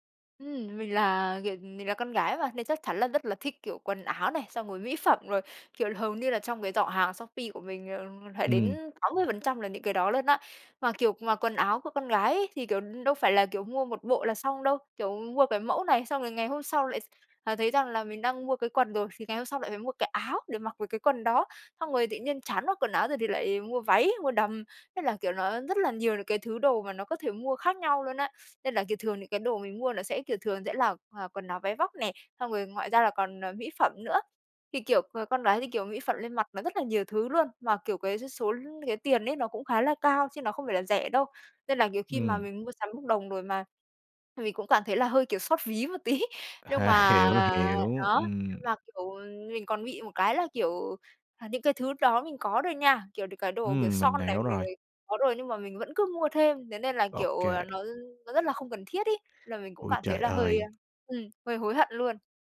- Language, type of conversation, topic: Vietnamese, advice, Vì sao bạn cảm thấy tội lỗi sau khi mua sắm bốc đồng?
- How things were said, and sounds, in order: tapping; laughing while speaking: "tí"; other background noise